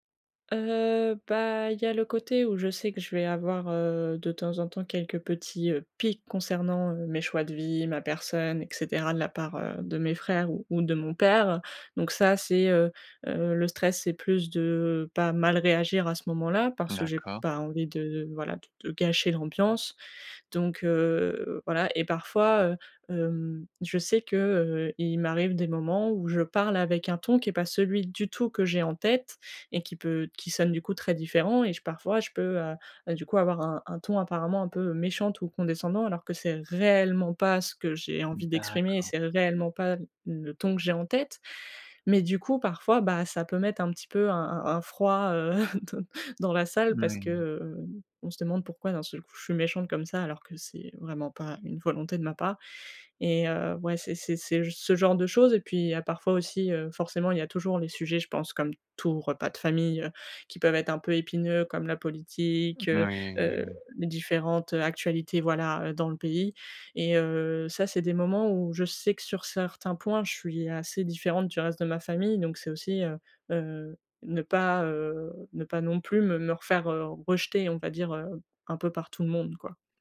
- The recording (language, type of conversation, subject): French, advice, Comment puis-je me sentir plus à l’aise pendant les fêtes et les célébrations avec mes amis et ma famille ?
- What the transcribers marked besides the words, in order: stressed: "réellement"; laugh